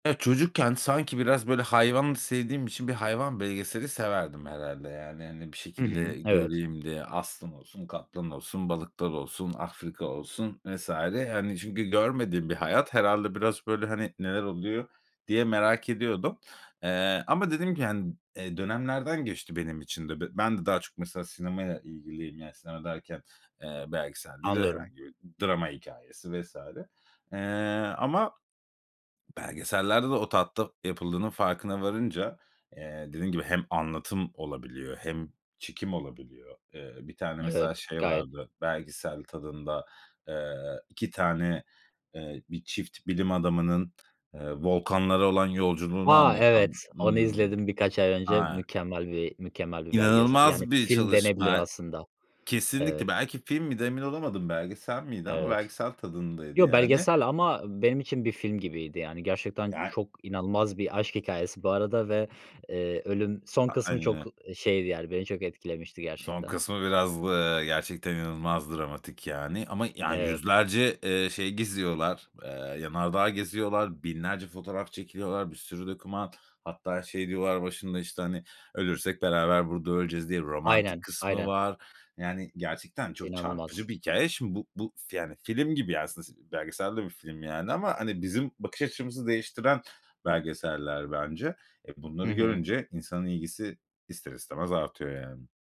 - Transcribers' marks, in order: other background noise; unintelligible speech
- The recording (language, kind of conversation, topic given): Turkish, podcast, Belgeseller gerçeklik algımızı nasıl etkiler?